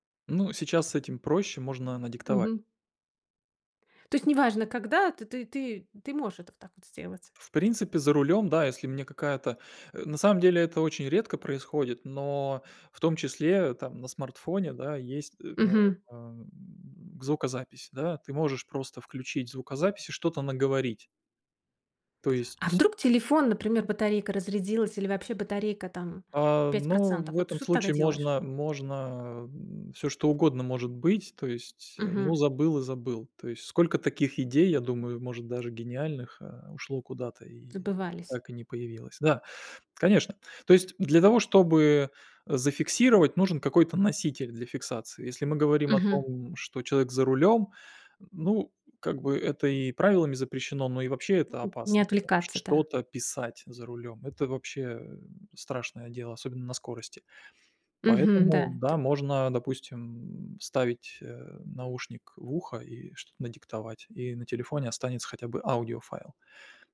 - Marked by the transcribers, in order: tapping
- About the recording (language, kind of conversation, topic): Russian, podcast, Как ты фиксируешь внезапные идеи, чтобы не забыть?